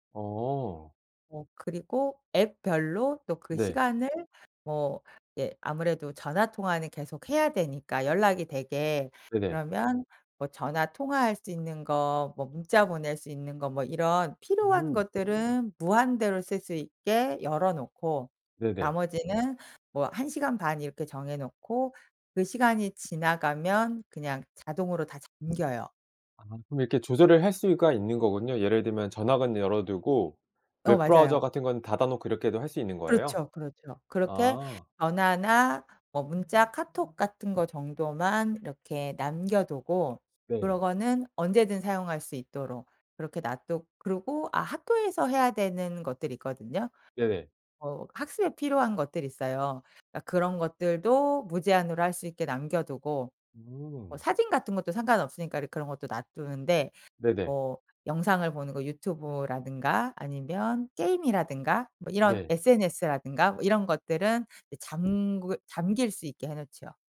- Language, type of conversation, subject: Korean, podcast, 아이들의 화면 시간을 어떻게 관리하시나요?
- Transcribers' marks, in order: other background noise; tapping